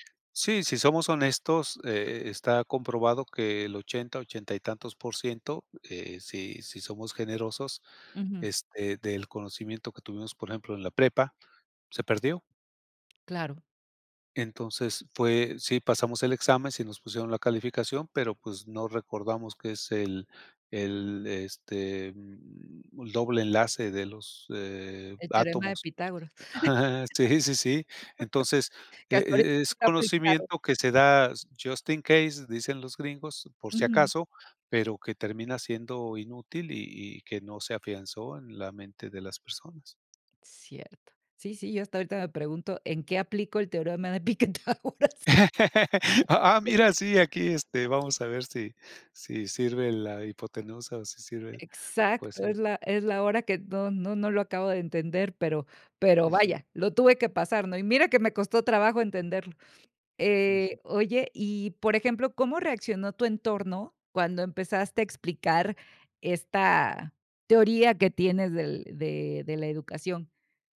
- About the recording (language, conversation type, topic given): Spanish, podcast, ¿Qué mito sobre la educación dejaste atrás y cómo sucedió?
- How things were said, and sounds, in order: tapping; chuckle; laugh; in English: "just in case"; laugh; laughing while speaking: "Pitágoras?"; other background noise; laugh